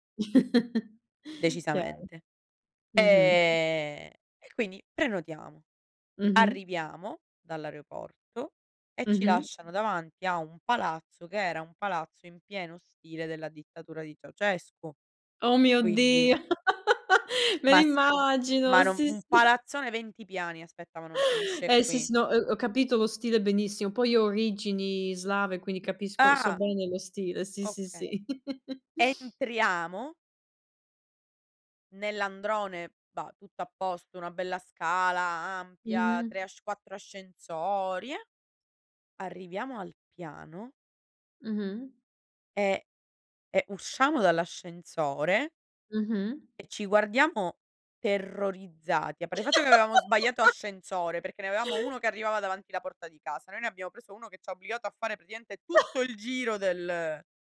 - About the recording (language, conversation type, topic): Italian, unstructured, Qual è la cosa più disgustosa che hai visto in un alloggio?
- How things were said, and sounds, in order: chuckle; laugh; laughing while speaking: "sì"; inhale; chuckle; laugh; laugh